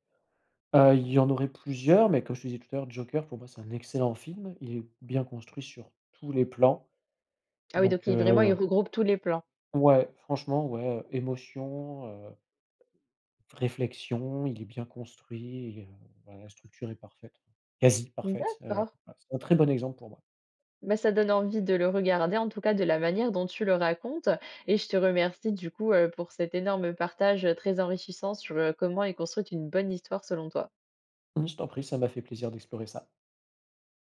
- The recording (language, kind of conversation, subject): French, podcast, Qu’est-ce qui fait, selon toi, une bonne histoire au cinéma ?
- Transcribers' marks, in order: tapping; stressed: "quasi"; stressed: "bonne"